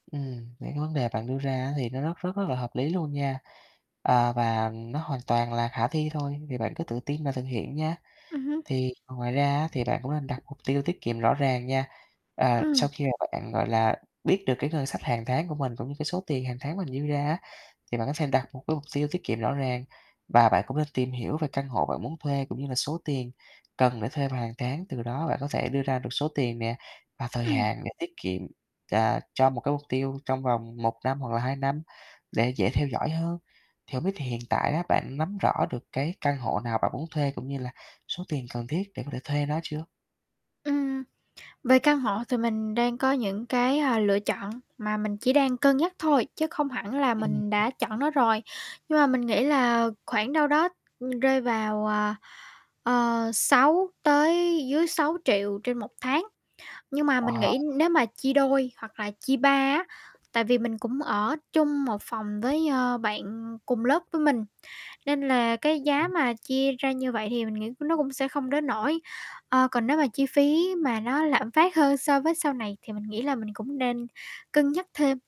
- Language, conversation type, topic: Vietnamese, advice, Tôi muốn tiết kiệm để mua nhà hoặc căn hộ nhưng không biết nên bắt đầu từ đâu?
- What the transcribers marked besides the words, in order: tapping; distorted speech; other background noise; static; unintelligible speech